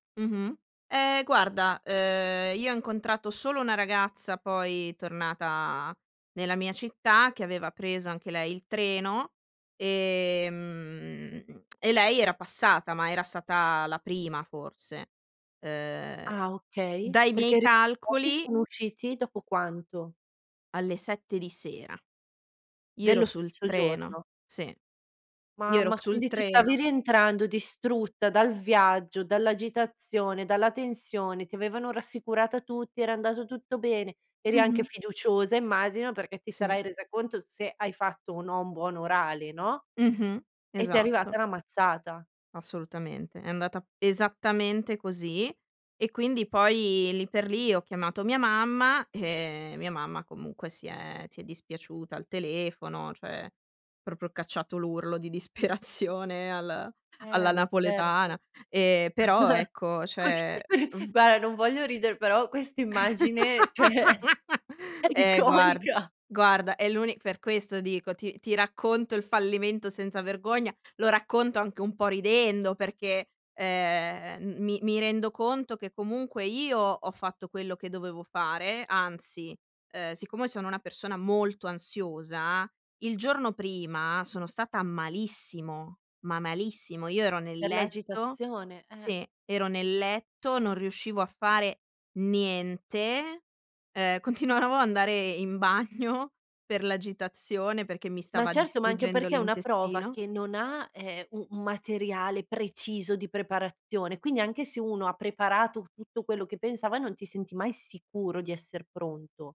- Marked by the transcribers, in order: drawn out: "ehm"; unintelligible speech; chuckle; laugh; laughing while speaking: "cioè, è iconica"; other background noise; laughing while speaking: "continuavo ad andare in bagno"
- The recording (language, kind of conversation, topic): Italian, podcast, Come racconti un tuo fallimento senza provare vergogna?